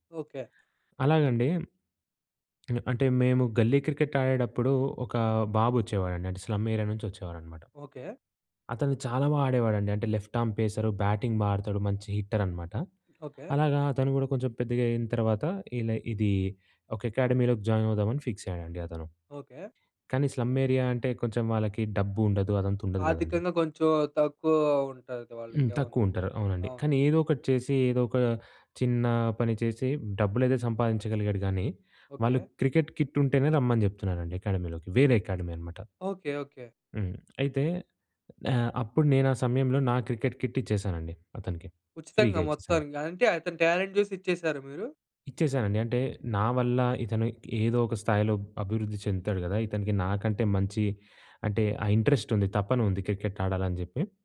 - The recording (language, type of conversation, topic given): Telugu, podcast, ఒక చిన్న సహాయం పెద్ద మార్పు తేవగలదా?
- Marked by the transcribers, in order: tongue click; in English: "స్లమ్ ఏరియా"; in English: "లెఫ్ట్ ఆర్మ్ పేసర్, బ్యాటింగ్"; in English: "హిట్టర్"; tapping; in English: "జాయిన్"; in English: "ఫిక్స్"; in English: "స్లమ్ ఏరియా"; in English: "కిట్"; in English: "అకాడమీ"; in English: "కిట్"; in English: "ఫ్రీగా"; in English: "టాలెంట్"; in English: "ఇంట్రెస్ట్"; in English: "క్రికెట్"